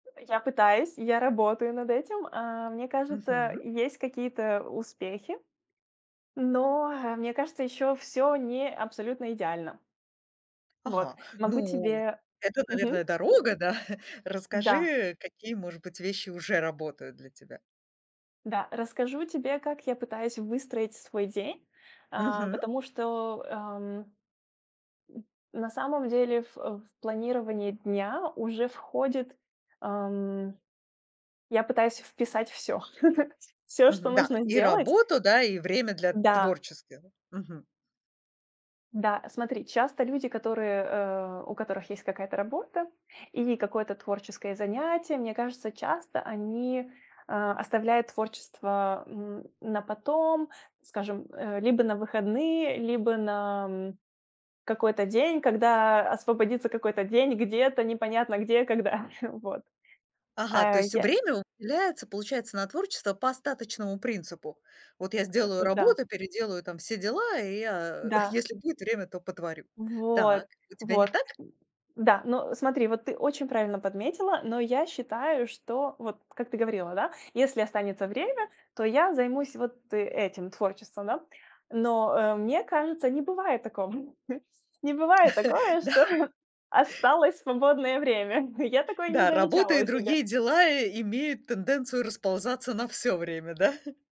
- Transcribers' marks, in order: chuckle; chuckle; chuckle; other background noise; chuckle; tapping; chuckle; chuckle
- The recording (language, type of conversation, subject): Russian, podcast, Как ты находишь время для творчества?